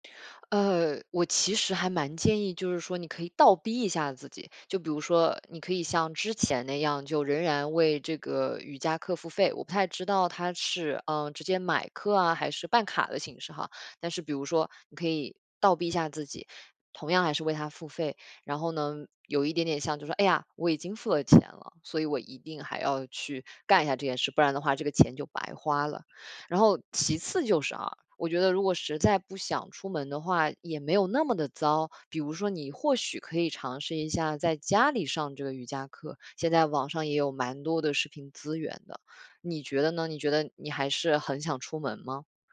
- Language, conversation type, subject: Chinese, advice, 我为什么总是无法坚持早起或保持固定的作息时间？
- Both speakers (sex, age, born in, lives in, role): female, 25-29, China, Germany, advisor; female, 25-29, China, United States, user
- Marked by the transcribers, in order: tapping; other background noise